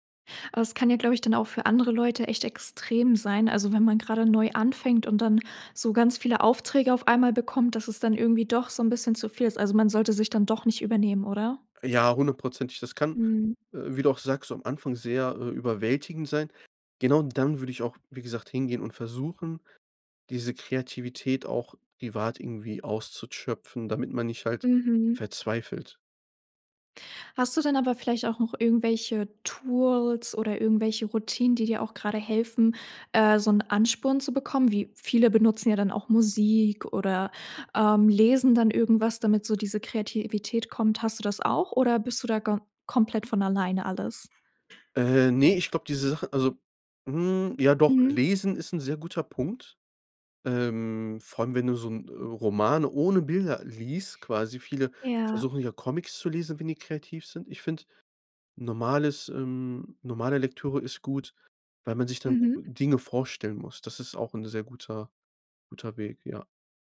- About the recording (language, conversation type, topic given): German, podcast, Wie bewahrst du dir langfristig die Freude am kreativen Schaffen?
- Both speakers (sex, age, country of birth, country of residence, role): female, 18-19, Germany, Germany, host; male, 25-29, Germany, Germany, guest
- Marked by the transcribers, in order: "auszuschöpfen" said as "auszuzschöpfen"; other background noise